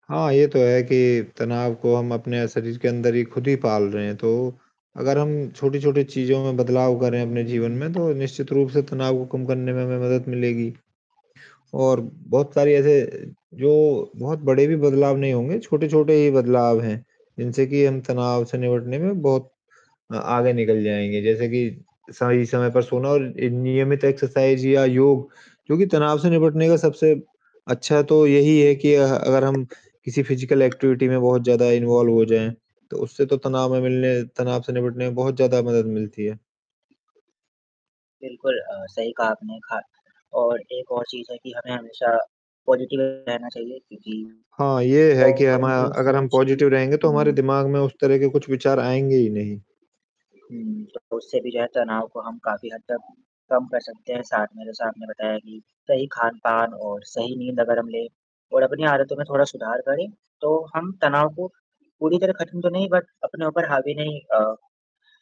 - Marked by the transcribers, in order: static; in English: "एक्सरसाइज़"; in English: "फिज़िकल एक्टिविटी"; tapping; in English: "इन्वॉल्व"; other background noise; distorted speech; in English: "पॉज़िटिव"; in English: "पॉज़िटिव"; in English: "पॉज़िटिव"; in English: "बट"
- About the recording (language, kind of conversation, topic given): Hindi, unstructured, आप तनाव दूर करने के लिए कौन-सी गतिविधियाँ करते हैं?